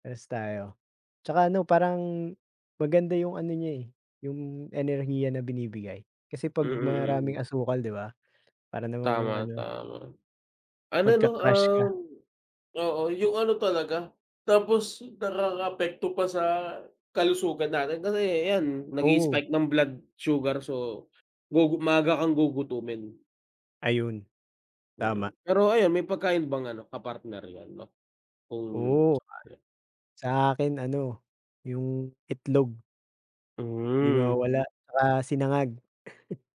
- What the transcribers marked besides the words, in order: chuckle
- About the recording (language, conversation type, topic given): Filipino, unstructured, Ano ang paborito mong gawin tuwing umaga para maging masigla?